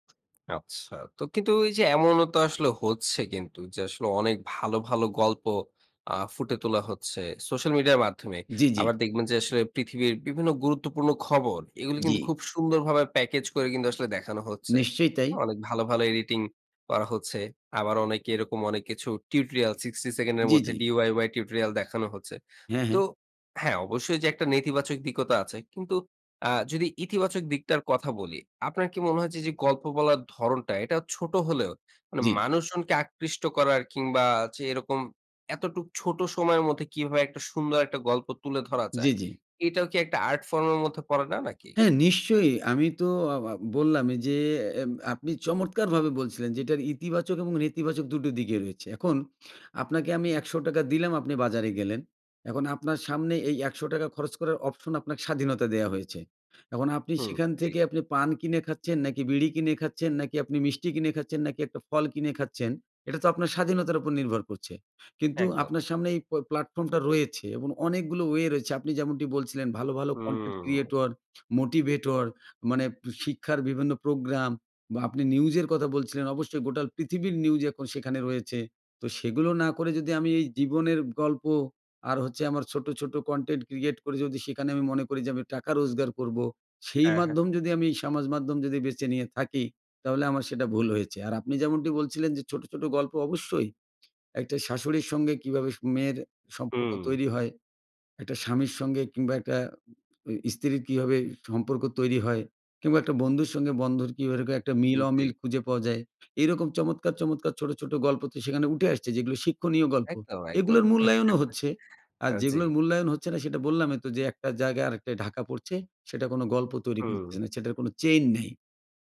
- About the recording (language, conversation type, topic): Bengali, podcast, সামাজিক যোগাযোগমাধ্যম কীভাবে গল্প বলার ধরন বদলে দিয়েছে বলে আপনি মনে করেন?
- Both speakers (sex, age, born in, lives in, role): male, 40-44, Bangladesh, Bangladesh, guest; male, 60-64, Bangladesh, Bangladesh, host
- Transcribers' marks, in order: "সামাজিক" said as "সামাজ"; tapping; chuckle